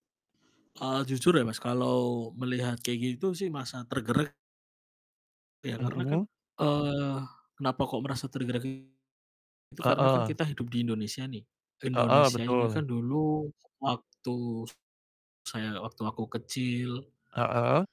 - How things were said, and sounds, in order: distorted speech; tapping; static
- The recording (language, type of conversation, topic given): Indonesian, unstructured, Apa yang kamu rasakan saat melihat berita tentang kebakaran hutan?